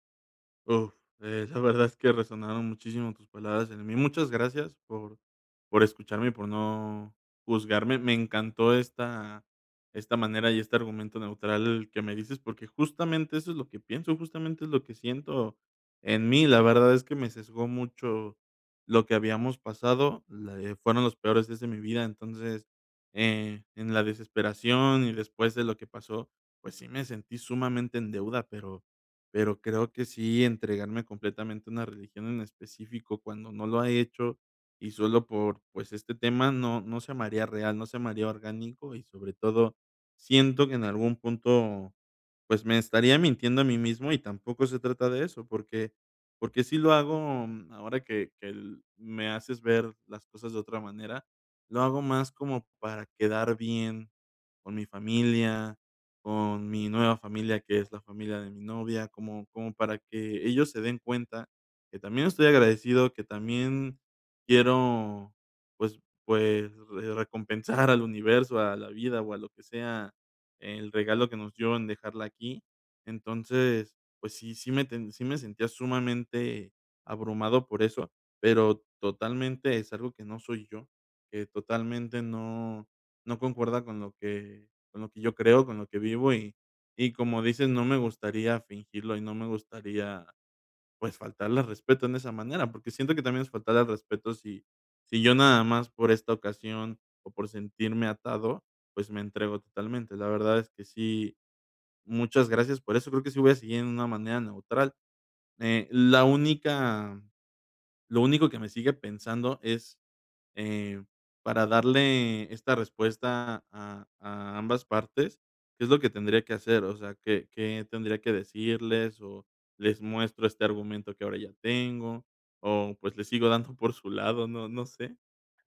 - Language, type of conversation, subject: Spanish, advice, ¿Qué dudas tienes sobre tu fe o tus creencias y qué sentido les encuentras en tu vida?
- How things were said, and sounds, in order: none